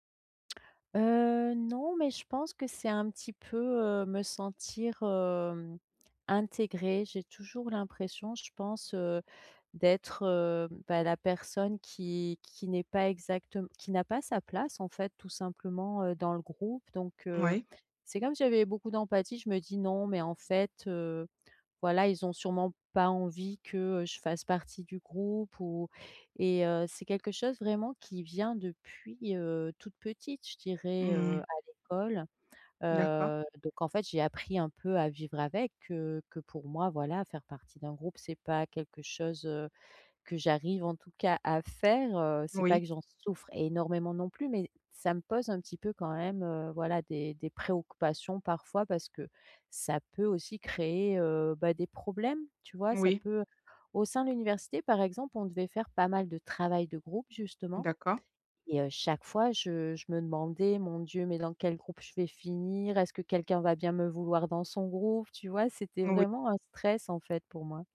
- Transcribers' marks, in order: tapping; other background noise
- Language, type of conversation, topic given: French, advice, Comment puis-je mieux m’intégrer à un groupe d’amis ?